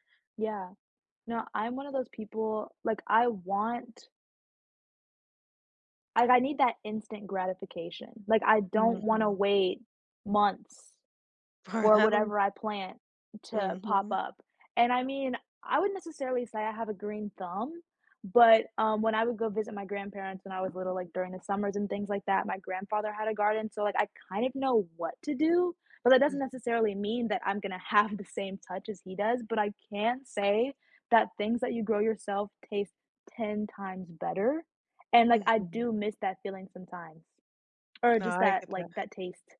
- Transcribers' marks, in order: other background noise; laughing while speaking: "have"
- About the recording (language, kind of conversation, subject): English, unstructured, How might preparing every meal from scratch change your approach to daily life?
- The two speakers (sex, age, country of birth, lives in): female, 18-19, United States, United States; female, 35-39, United States, United States